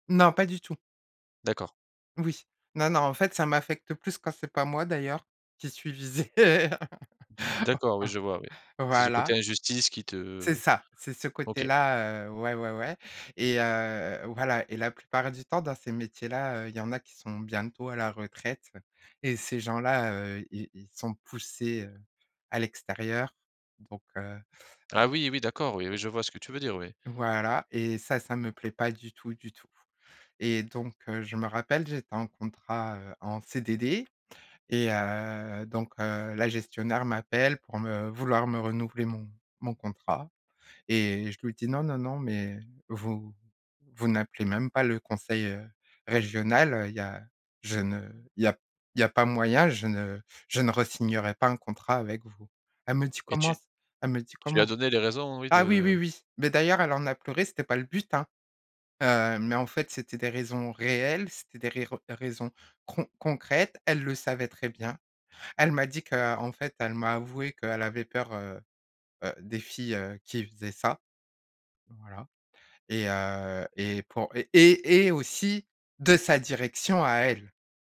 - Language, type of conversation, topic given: French, podcast, Qu’est-ce qui te ferait quitter ton travail aujourd’hui ?
- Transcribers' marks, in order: other background noise; tapping; laughing while speaking: "visé"; laugh; stressed: "et"; stressed: "de"